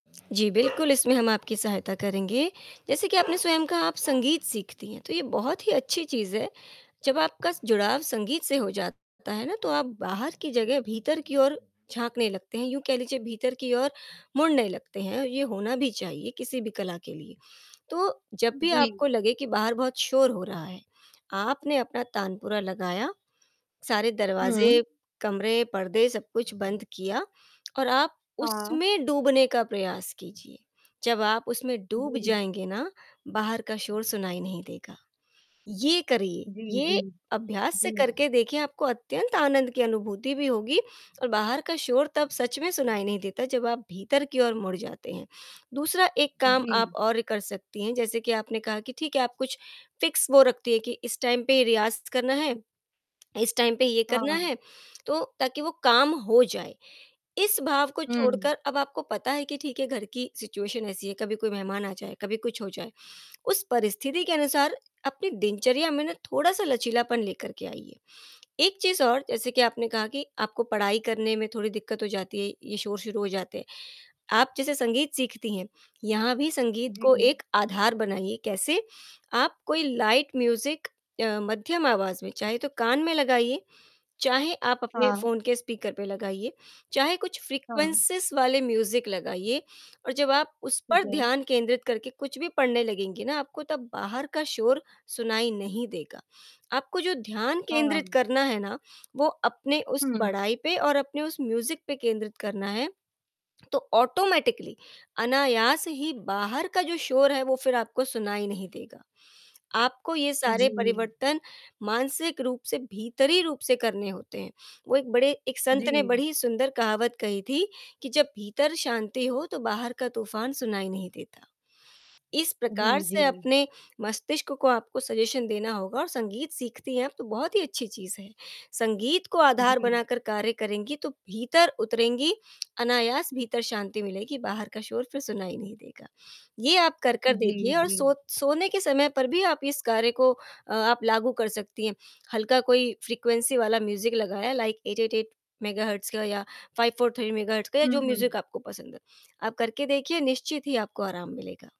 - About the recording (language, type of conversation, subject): Hindi, advice, शोर या अव्यवस्थित जगह में आपका ध्यान कैसे भंग होता है?
- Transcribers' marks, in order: tapping; static; dog barking; distorted speech; lip smack; other background noise; in English: "फिक्स"; in English: "टाइम"; in English: "टाइम"; lip smack; in English: "सिचुएशन"; in English: "लाइट म्यूज़िक"; in English: "फ्रीक्वेंसीज़"; in English: "म्यूज़िक"; in English: "म्यूज़िक"; in English: "ऑटोमैटिकली"; in English: "सजेशन"; in English: "फ्रीक्वेंसी"; in English: "म्यूज़िक"; in English: "लाइक एट एट एट मेगाहर्ट्ज़"; in English: "फ़ाइव फ़ोर थ्री मेगाहर्ट्ज़"; in English: "म्यूज़िक"